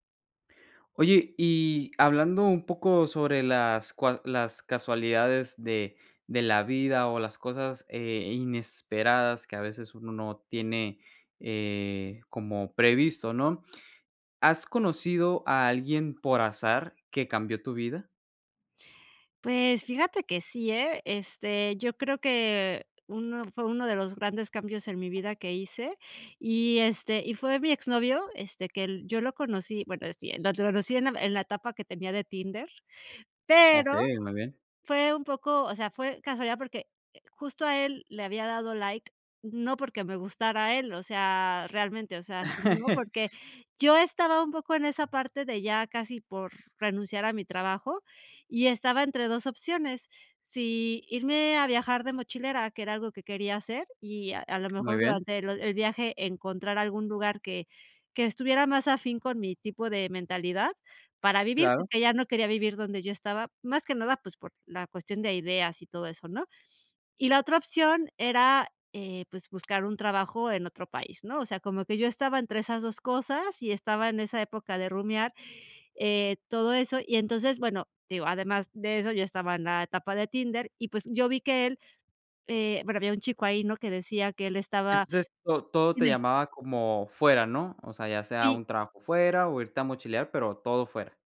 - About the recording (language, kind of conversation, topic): Spanish, podcast, ¿Has conocido a alguien por casualidad que haya cambiado tu vida?
- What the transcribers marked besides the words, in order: tapping; laugh